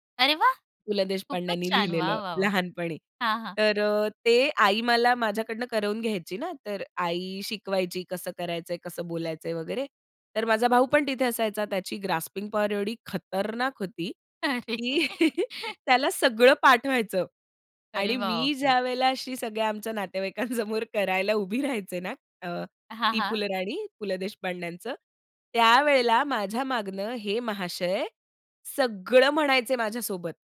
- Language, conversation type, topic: Marathi, podcast, भावंडांमध्ये स्पर्धा आणि सहकार्य कसं होतं?
- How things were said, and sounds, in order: in English: "ग्रास्पिंग पॉवर"; laughing while speaking: "अरे!"; chuckle; laughing while speaking: "नातेवाईकांसमोर"